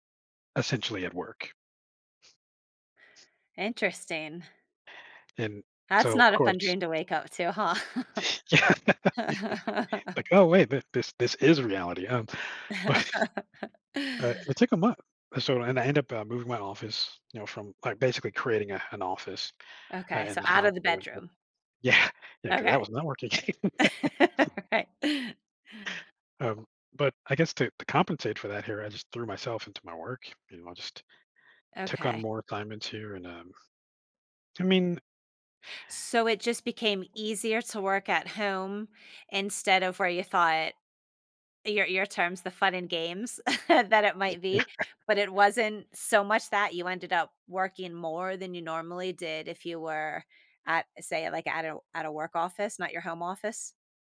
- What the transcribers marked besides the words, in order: chuckle; tapping; other background noise; laughing while speaking: "Yeah"; laugh; laughing while speaking: "But"; laugh; background speech; laughing while speaking: "Yeah"; laugh; laughing while speaking: "Alright"; laugh; chuckle; laughing while speaking: "Yeah"
- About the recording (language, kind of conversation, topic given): English, advice, How can I balance work and personal life?